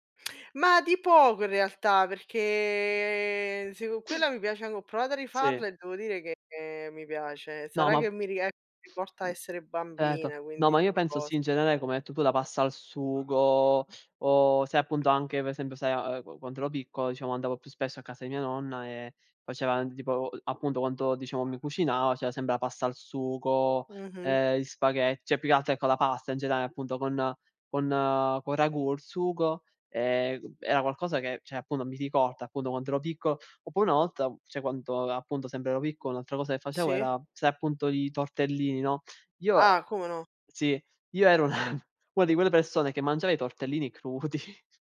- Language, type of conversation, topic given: Italian, unstructured, Qual è il cibo che ti ricorda la tua infanzia?
- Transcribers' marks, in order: tongue click; drawn out: "perché"; "cioè" said as "ceh"; "cioè" said as "ceh"; "cioè" said as "ceh"; chuckle; laughing while speaking: "crudi"